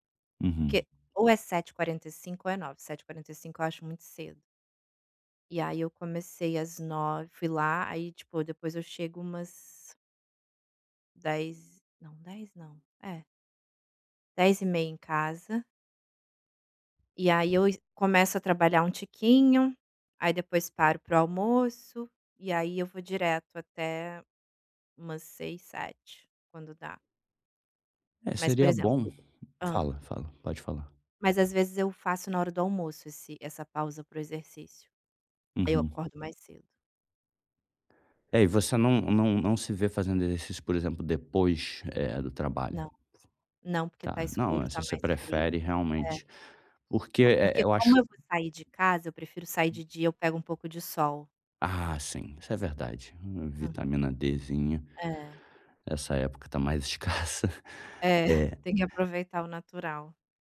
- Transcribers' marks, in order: tapping; other noise; laughing while speaking: "escassa"
- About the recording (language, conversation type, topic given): Portuguese, advice, Como posso equilibrar o descanso e a vida social nos fins de semana?